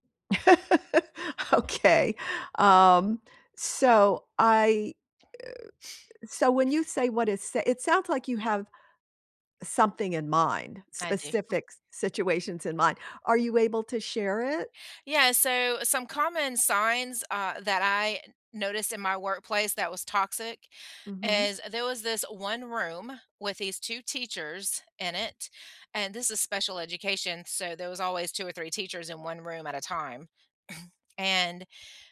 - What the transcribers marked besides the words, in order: laugh; laughing while speaking: "Okay"; other background noise; other noise
- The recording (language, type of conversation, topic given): English, unstructured, What’s your take on toxic work environments?
- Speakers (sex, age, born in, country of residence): female, 50-54, United States, United States; female, 75-79, United States, United States